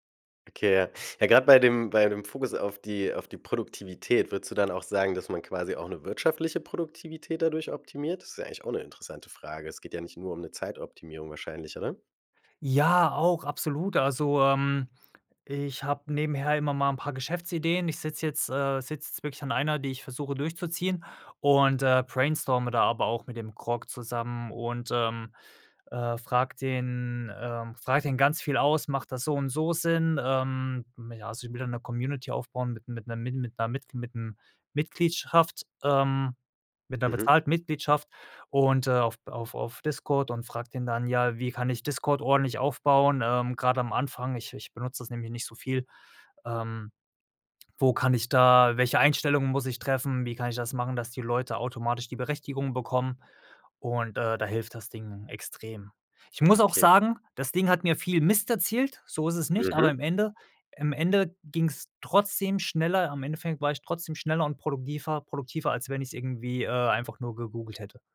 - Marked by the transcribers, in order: other background noise
- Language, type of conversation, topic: German, podcast, Welche Apps machen dich im Alltag wirklich produktiv?